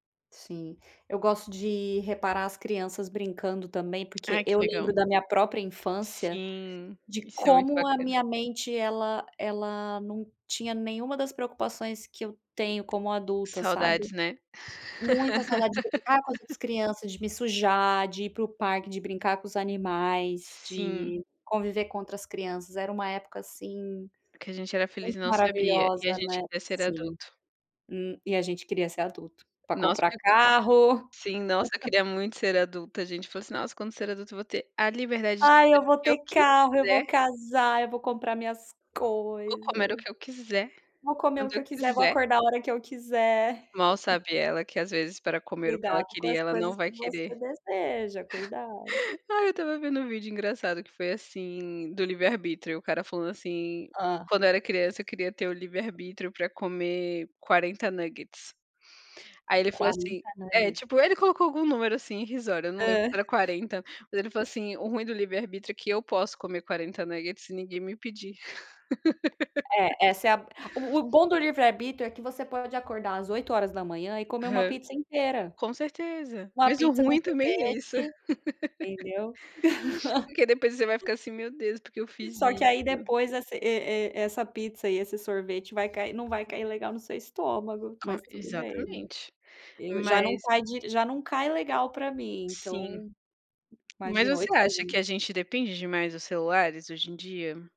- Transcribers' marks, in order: tapping; laugh; laugh; laugh; unintelligible speech; other background noise; laugh; laugh; laugh
- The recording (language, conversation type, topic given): Portuguese, unstructured, Você acha que os celulares facilitam ou atrapalham a vida?